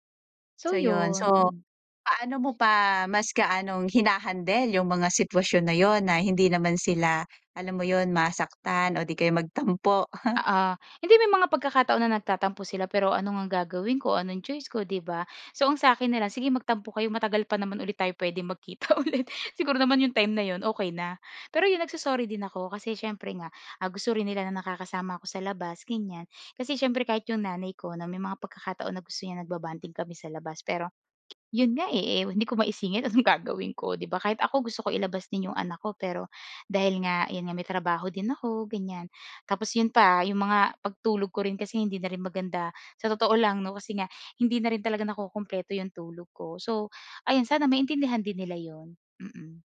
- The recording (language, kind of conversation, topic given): Filipino, podcast, Paano mo pinapawi ang stress sa loob ng bahay?
- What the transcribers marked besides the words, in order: chuckle; laughing while speaking: "ulit"; tapping